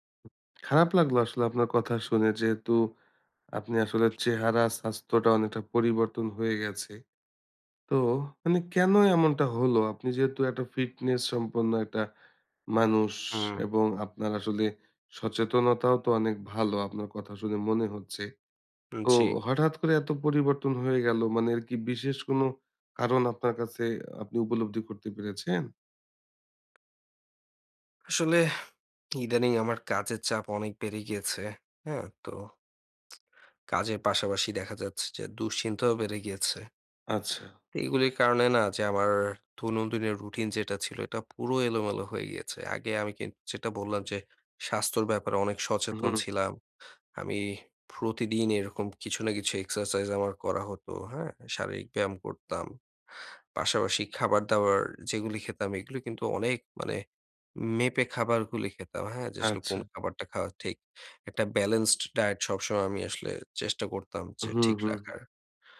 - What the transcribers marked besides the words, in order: tsk
- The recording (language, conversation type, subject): Bengali, advice, নিজের শরীর বা চেহারা নিয়ে আত্মসম্মান কমে যাওয়া